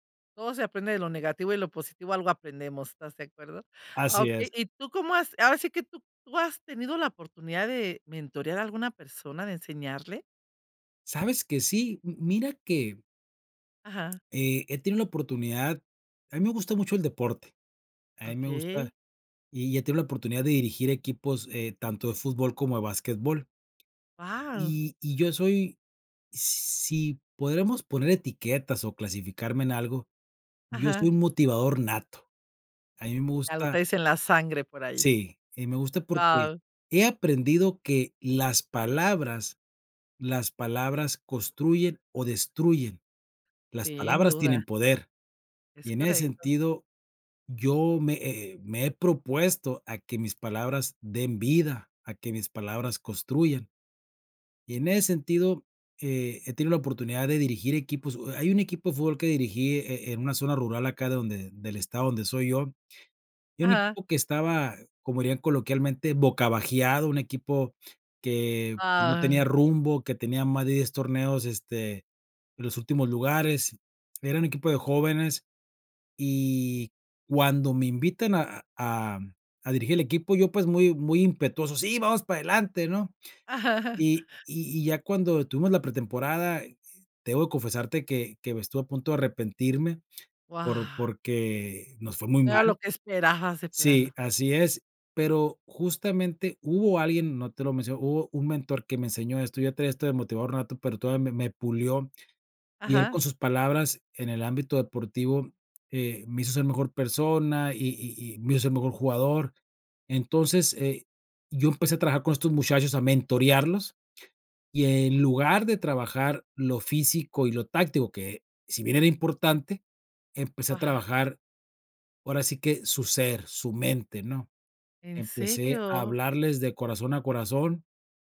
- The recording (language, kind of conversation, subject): Spanish, podcast, ¿Cómo puedes convertirte en un buen mentor?
- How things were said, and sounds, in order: "construyan" said as "costruyan"; laugh